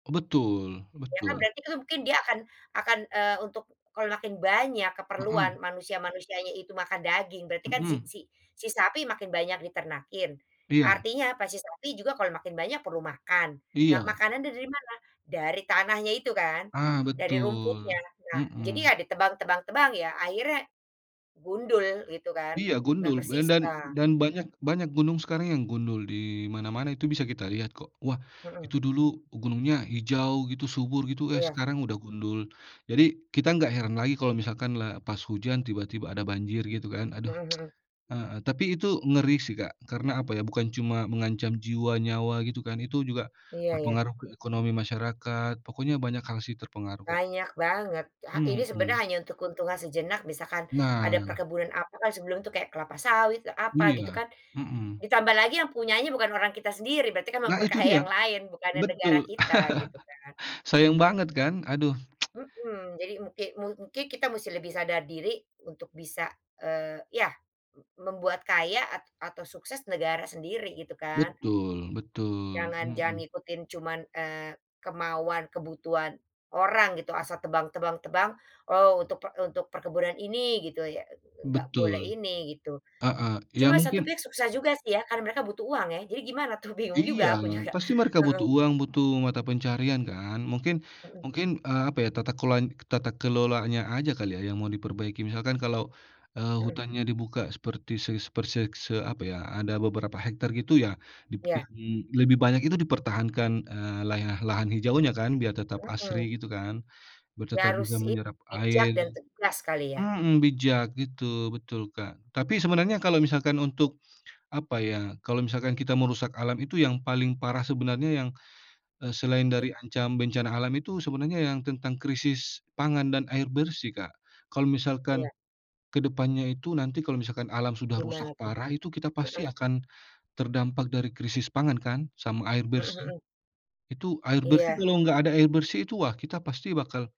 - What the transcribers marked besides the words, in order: tsk; laugh; tsk; other background noise
- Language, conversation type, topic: Indonesian, unstructured, Apa yang membuatmu takut akan masa depan jika kita tidak menjaga alam?